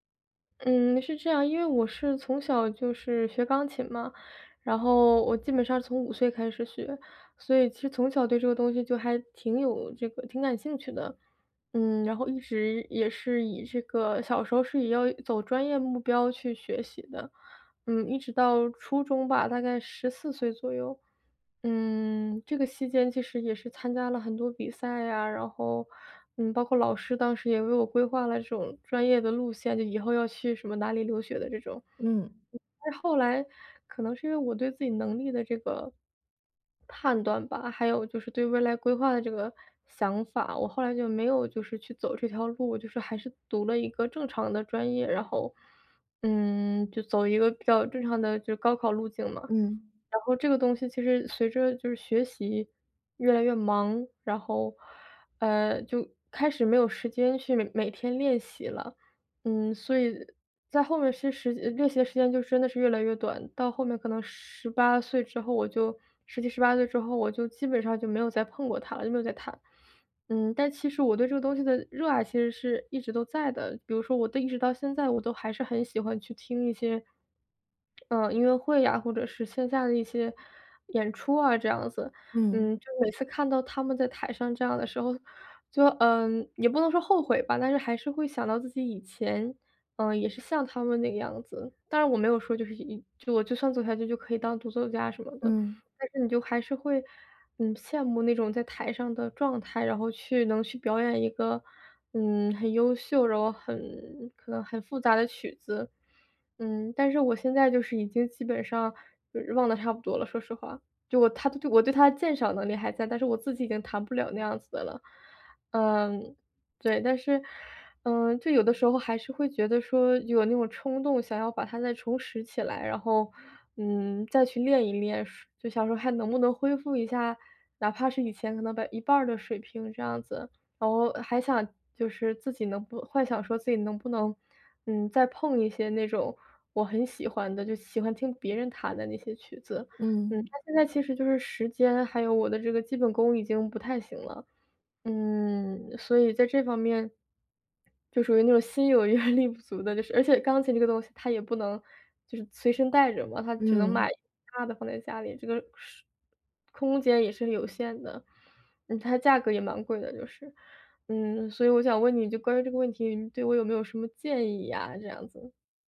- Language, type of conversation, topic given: Chinese, advice, 我怎样才能重新找回对爱好的热情？
- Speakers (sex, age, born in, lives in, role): female, 25-29, China, United States, user; female, 30-34, China, Germany, advisor
- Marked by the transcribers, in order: chuckle